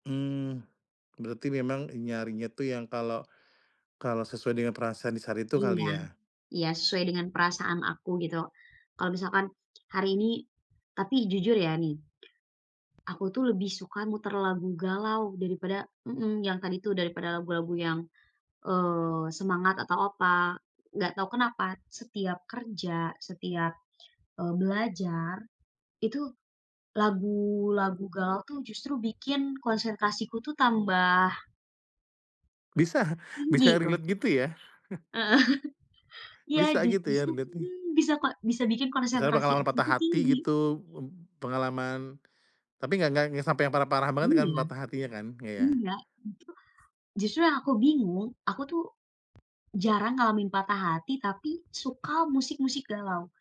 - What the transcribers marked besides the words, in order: other background noise; tapping; laughing while speaking: "Bisa"; in English: "relate"; chuckle; laughing while speaking: "Heeh"; chuckle; in English: "relate-nya"
- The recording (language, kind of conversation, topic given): Indonesian, podcast, Bagaimana kamu biasanya menemukan musik baru?